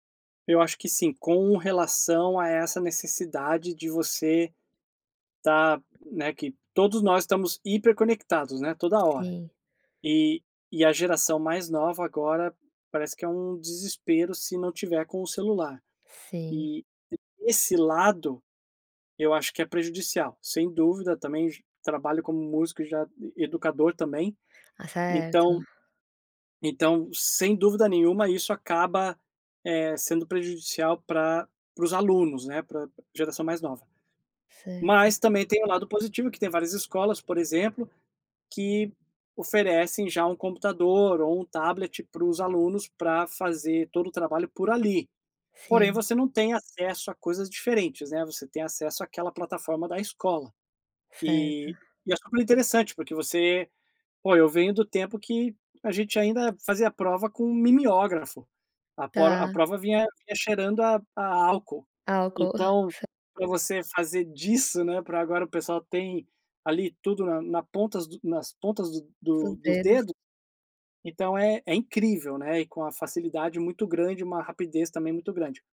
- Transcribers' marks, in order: tapping; giggle
- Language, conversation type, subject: Portuguese, podcast, Como o celular te ajuda ou te atrapalha nos estudos?